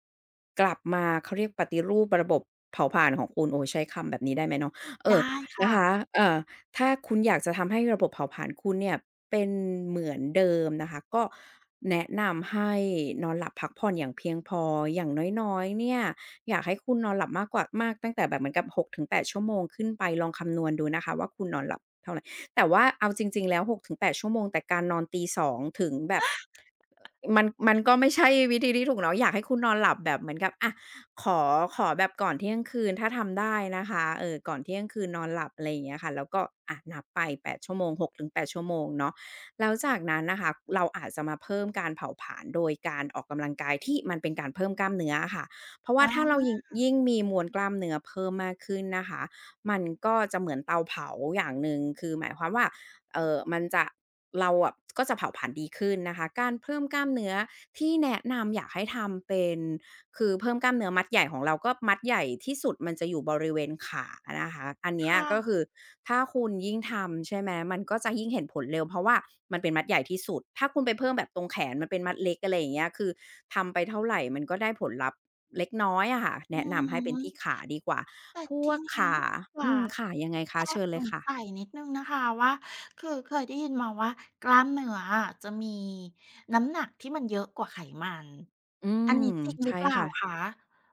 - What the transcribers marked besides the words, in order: tsk; laugh; tsk; other background noise
- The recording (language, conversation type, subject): Thai, advice, ฉันสับสนเรื่องเป้าหมายการออกกำลังกาย ควรโฟกัสลดน้ำหนักหรือเพิ่มกล้ามเนื้อก่อนดี?